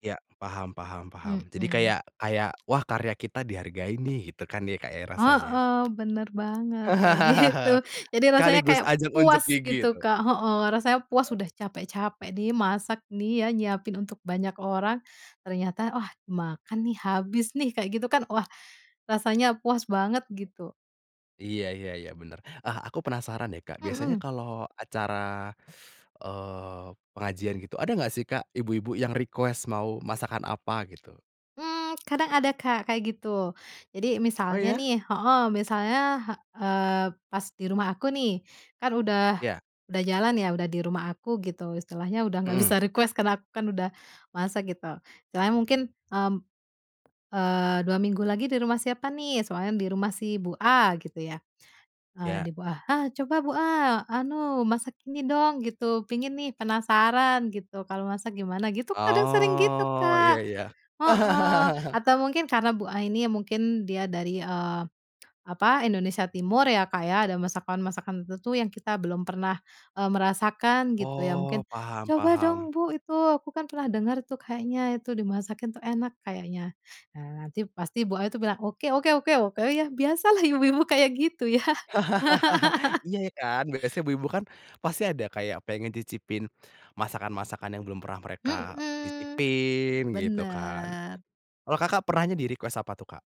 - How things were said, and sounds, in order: tapping; laugh; laughing while speaking: "gitu"; teeth sucking; in English: "request"; other background noise; laughing while speaking: "bisa"; in English: "request"; drawn out: "Oh"; laugh; laughing while speaking: "biasalah"; laugh; laughing while speaking: "ya"; laugh; in English: "request"
- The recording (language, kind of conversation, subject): Indonesian, podcast, Bagaimana cara menyiasati tamu yang punya pantangan makanan agar tidak terjadi salah paham?